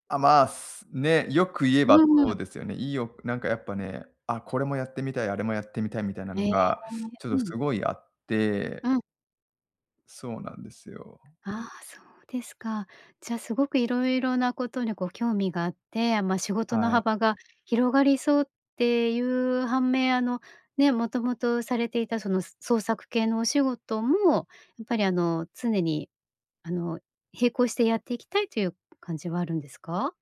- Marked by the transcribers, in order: none
- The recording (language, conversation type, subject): Japanese, advice, 創作に使う時間を確保できずに悩んでいる